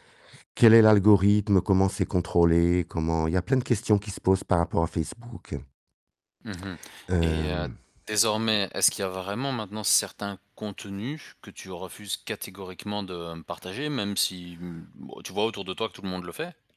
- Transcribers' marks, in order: static
- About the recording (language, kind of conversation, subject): French, podcast, Jusqu’où doit-on partager sa vie sur les réseaux sociaux ?
- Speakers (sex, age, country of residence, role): male, 35-39, Belgium, host; male, 55-59, Portugal, guest